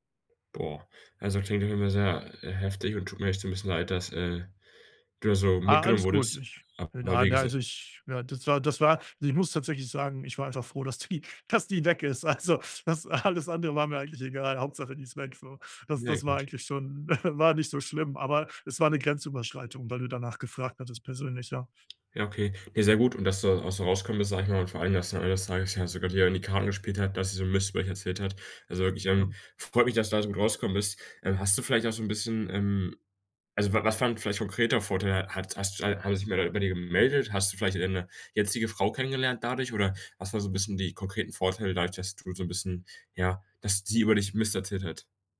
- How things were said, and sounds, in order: laughing while speaking: "die dass die weg ist. Also, das alles andere"; chuckle
- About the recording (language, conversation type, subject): German, podcast, Wie gehst du damit um, wenn jemand deine Grenze ignoriert?